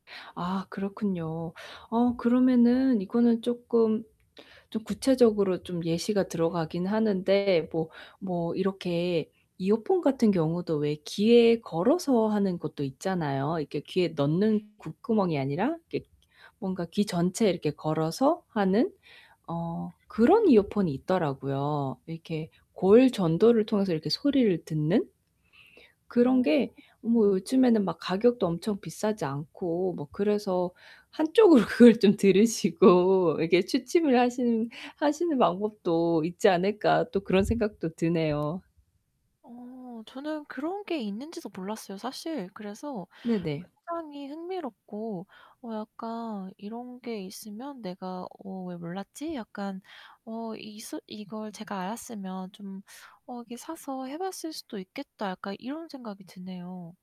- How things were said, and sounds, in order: distorted speech; "귓구멍" said as "국구멍"; other background noise; laughing while speaking: "한쪽으로 그걸 좀 들으시고"
- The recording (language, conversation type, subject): Korean, advice, 왜 규칙적인 수면 시간과 취침 루틴을 만들지 못하고 계신가요?